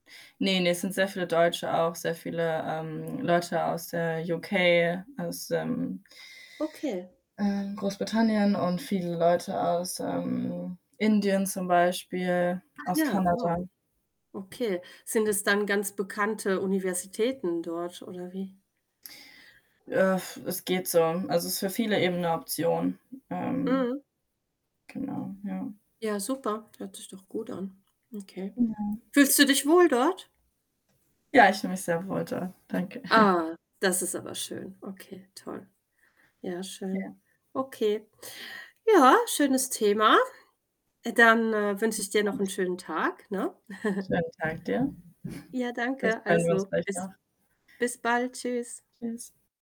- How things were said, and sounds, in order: static; other background noise; tapping; distorted speech; other noise; chuckle; unintelligible speech; chuckle
- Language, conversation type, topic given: German, unstructured, Welche Musik macht dich sofort glücklich?
- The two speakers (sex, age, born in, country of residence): female, 20-24, Germany, Bulgaria; female, 40-44, Germany, France